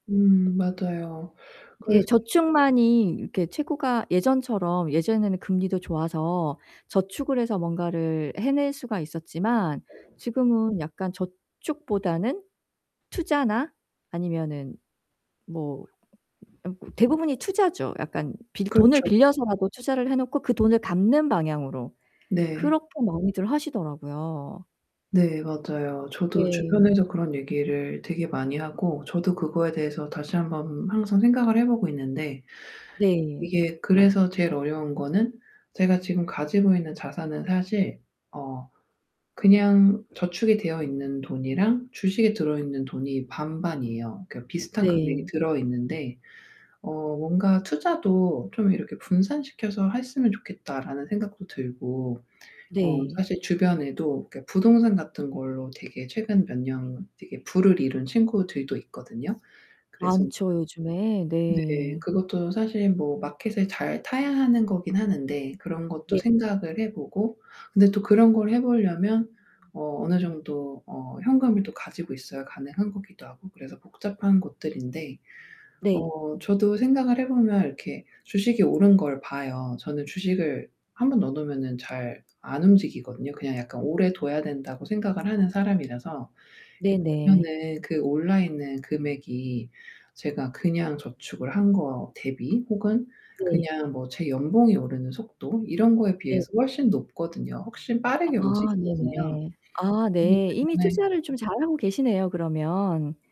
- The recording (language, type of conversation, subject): Korean, advice, 단기적인 소비와 장기적인 저축의 균형을 어떻게 맞출 수 있을까요?
- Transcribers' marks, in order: distorted speech; unintelligible speech; other background noise; tapping